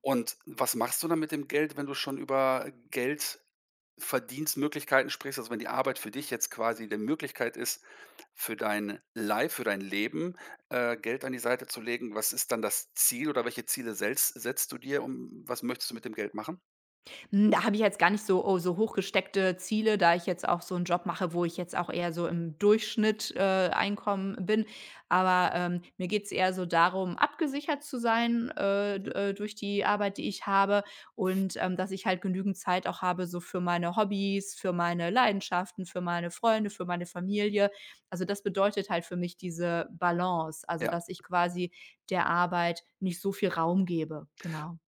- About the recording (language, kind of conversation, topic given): German, podcast, Wie findest du in deinem Job eine gute Balance zwischen Arbeit und Privatleben?
- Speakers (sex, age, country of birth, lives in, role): female, 45-49, Germany, Germany, guest; male, 50-54, Germany, Germany, host
- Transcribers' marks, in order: other background noise; in English: "Life"; tapping